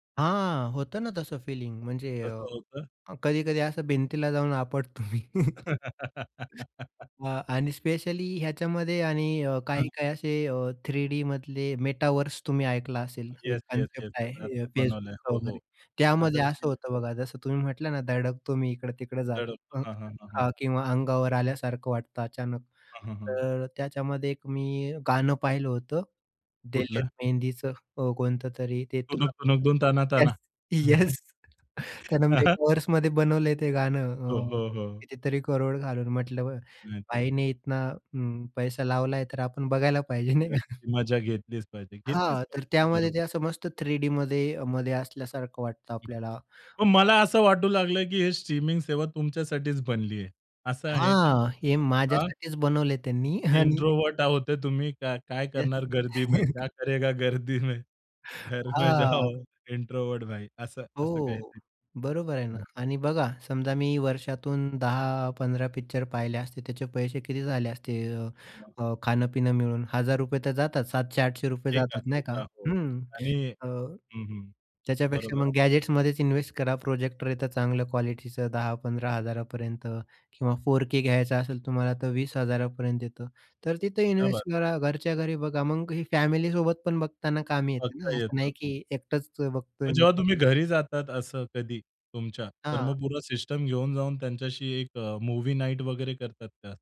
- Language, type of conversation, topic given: Marathi, podcast, स्ट्रीमिंग सेवांनी चित्रपट पाहण्याचा अनुभव कसा बदलला आहे, असे तुम्हाला वाटते?
- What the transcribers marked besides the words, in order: laugh; chuckle; unintelligible speech; unintelligible speech; chuckle; chuckle; other noise; other background noise; in English: "इंट्रोव्हर्ट"; laughing while speaking: "आणि"; chuckle; in Hindi: "क्या करेगा गर्दी में? घर में जाओ इंट्रोव्हर्ट भाई"; inhale; laughing while speaking: "हां"; laughing while speaking: "घर में जाओ इंट्रोव्हर्ट भाई"; in English: "गॅजेट्समध्येच"; in Hindi: "क्या बात है?"